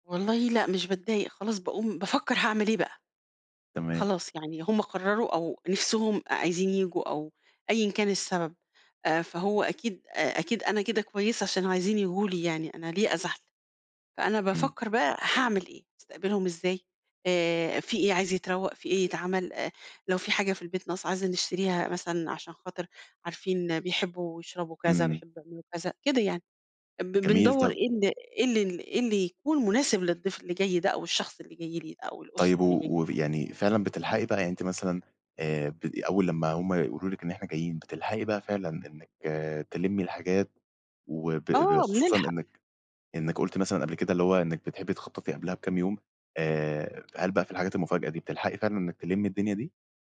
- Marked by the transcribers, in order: tapping
- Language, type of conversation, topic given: Arabic, podcast, إيه أكتر حاجة بتحب تعزم الناس عليها؟